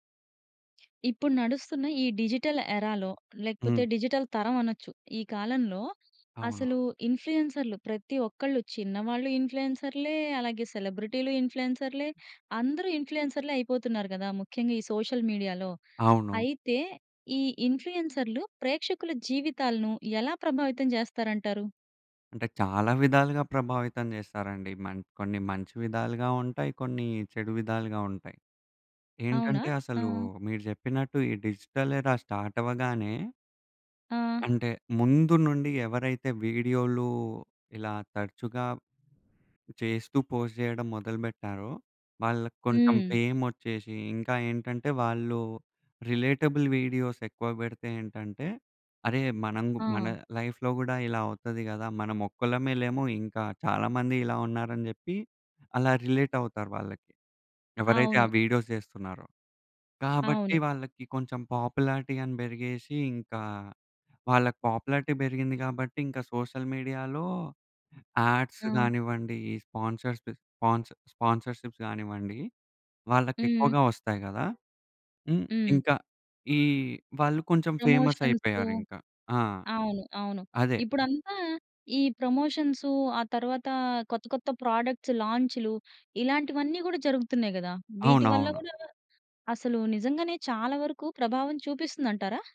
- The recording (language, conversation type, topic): Telugu, podcast, ఇన్ఫ్లుయెన్సర్లు ప్రేక్షకుల జీవితాలను ఎలా ప్రభావితం చేస్తారు?
- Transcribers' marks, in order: in English: "డిజిటల్ ఎరాలో"; in English: "డిజిటల్"; in English: "ఇన్ఫ్లుయెన్సర్‌లే"; in English: "సెలబ్రిటీలు ఇన్ఫ్లుయెన్సర్‌లే"; in English: "ఇన్ఫ్లుయెన్సర్‌లే"; in English: "సోషల్ మీడియాలో"; in English: "డిజిటల్ ఎరా స్టార్ట్"; wind; in English: "పోస్ట్"; in English: "రిలేటబుల్ వీడియోస్"; in English: "లైఫ్‌లో"; in English: "రిలేట్"; in English: "వీడియోస్"; in English: "పాపులారిటీ"; in English: "పాపులారిటీ"; in English: "సోషల్ మీడియాలో యాడ్స్"; in English: "స్పాన్సర్స్‌ప్ స్పాన్ స్పాన్సర్స్‌షిప్స్"; in English: "ఫేమస్"; in English: "ప్రొడక్ట్‌స్"